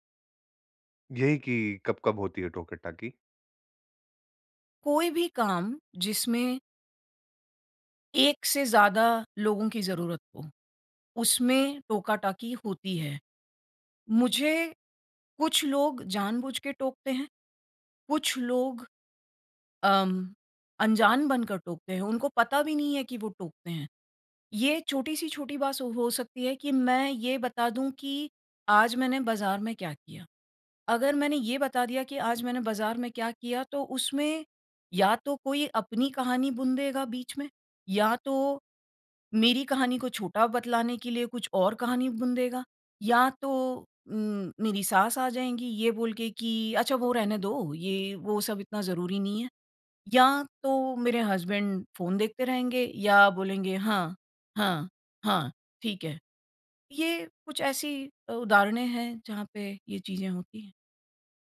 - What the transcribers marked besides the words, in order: "बात" said as "बास"; in English: "हसबैंड"
- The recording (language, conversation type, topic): Hindi, advice, घर या कार्यस्थल पर लोग बार-बार बीच में टोकते रहें तो क्या करें?